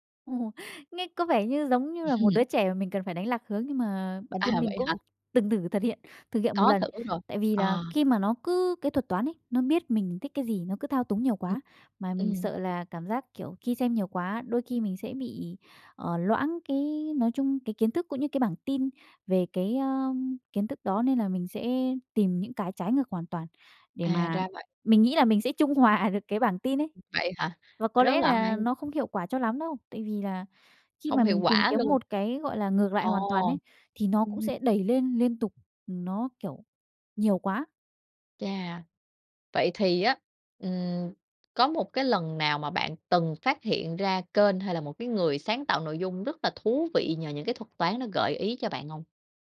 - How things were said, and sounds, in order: chuckle; other background noise; laughing while speaking: "hòa"; tapping
- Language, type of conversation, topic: Vietnamese, podcast, Bạn thấy thuật toán ảnh hưởng đến gu xem của mình như thế nào?